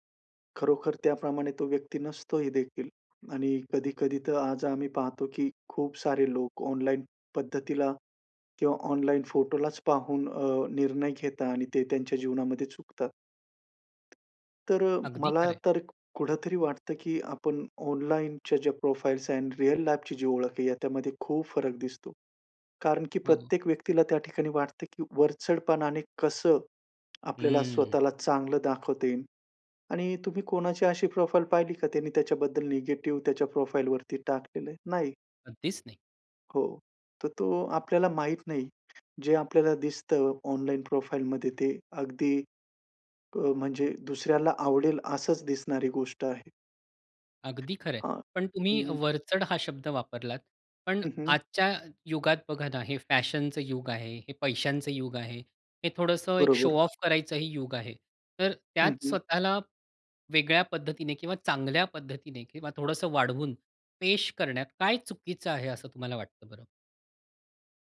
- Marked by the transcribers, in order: other background noise; in English: "प्रोफाइल्स"; in English: "रिअल लाईफची"; tapping; in English: "प्रोफाइल"; in English: "नेगेटिव्ह"; in English: "प्रोफाइलवरती"; in English: "प्रोफाईलमध्ये"; in English: "शो ऑफ"
- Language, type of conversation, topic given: Marathi, podcast, ऑनलाइन आणि वास्तव आयुष्यातली ओळख वेगळी वाटते का?